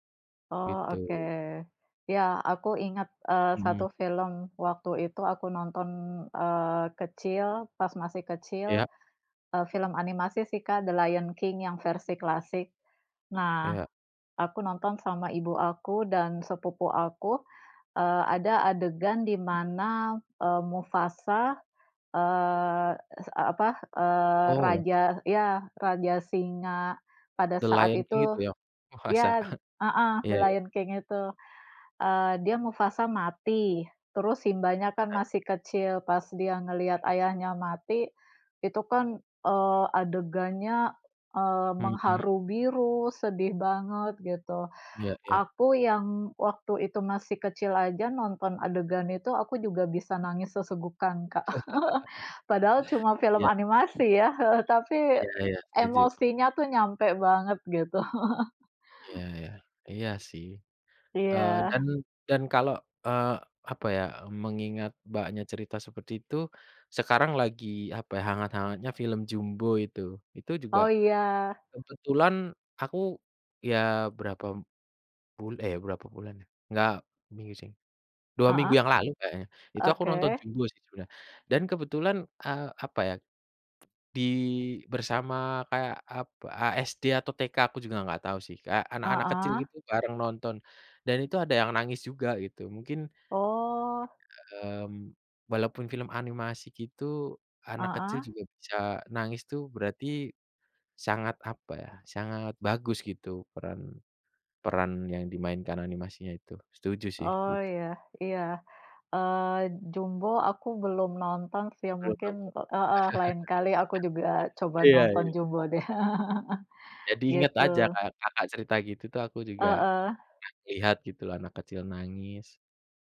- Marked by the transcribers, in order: other background noise; laughing while speaking: "Masa?"; chuckle; tapping; chuckle; lip smack; other noise; chuckle; chuckle
- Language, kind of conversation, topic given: Indonesian, unstructured, Apa yang membuat cerita dalam sebuah film terasa kuat dan berkesan?